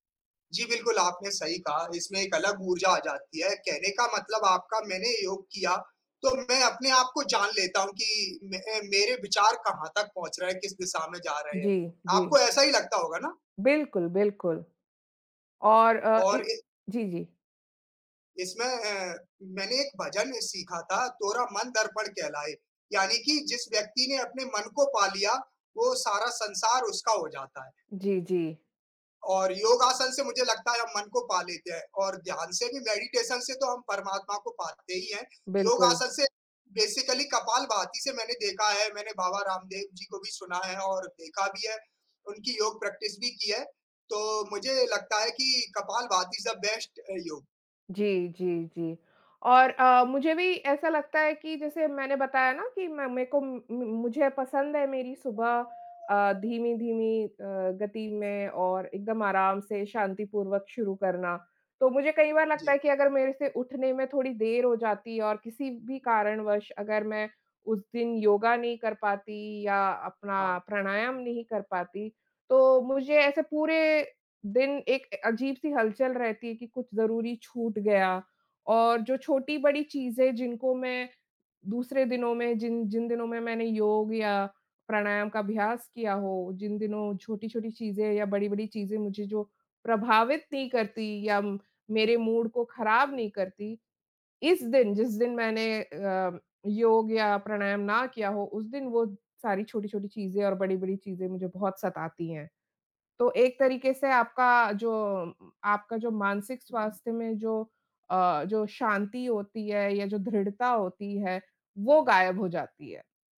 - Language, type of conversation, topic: Hindi, unstructured, आप अपने दिन की शुरुआत कैसे करते हैं?
- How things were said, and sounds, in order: in English: "मेडिटेशन"; in English: "बेसिकली"; in English: "प्रैक्टिस"; in English: "इज़ अ बेस्ट"; other background noise; in English: "मूड"